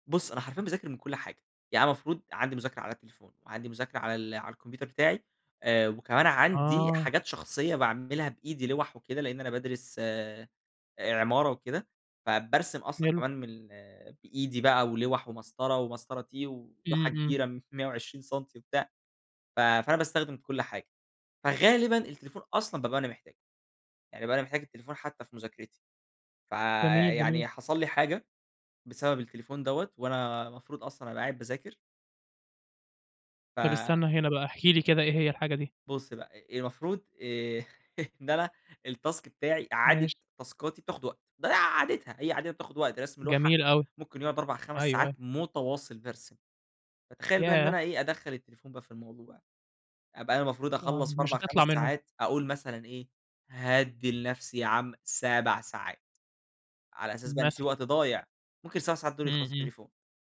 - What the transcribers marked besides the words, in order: chuckle; in English: "التاسك"; in English: "تاسكاتي"
- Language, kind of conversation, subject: Arabic, podcast, إزاي بتواجه التشتت الرقمي وقت المذاكرة؟